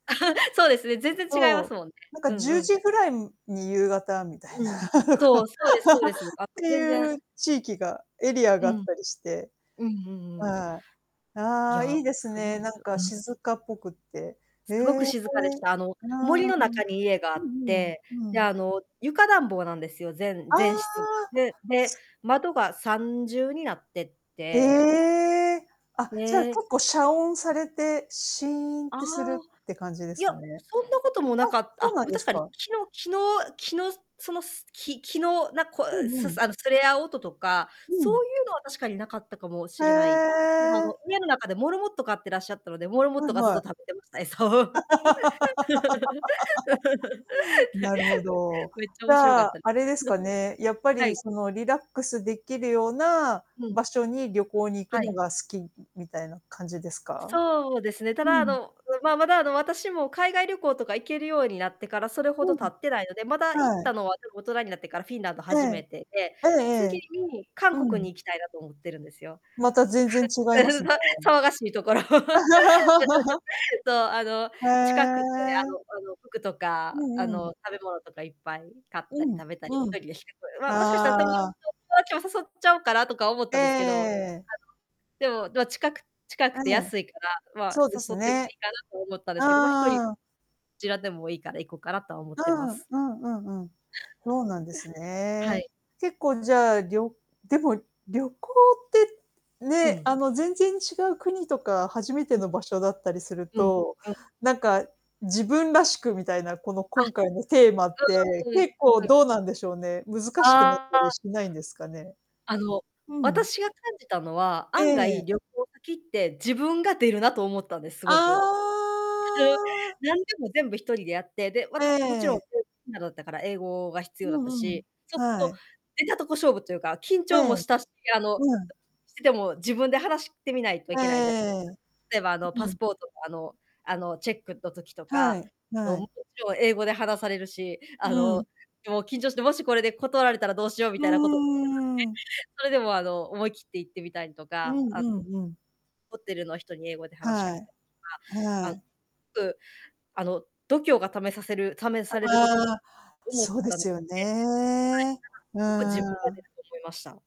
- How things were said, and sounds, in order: laugh; distorted speech; laughing while speaking: "みたいな"; laugh; other background noise; static; laugh; laughing while speaking: "餌を"; laugh; chuckle; chuckle; laugh; chuckle; unintelligible speech; unintelligible speech; unintelligible speech
- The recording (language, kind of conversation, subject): Japanese, unstructured, どんなときに自分らしくいられますか？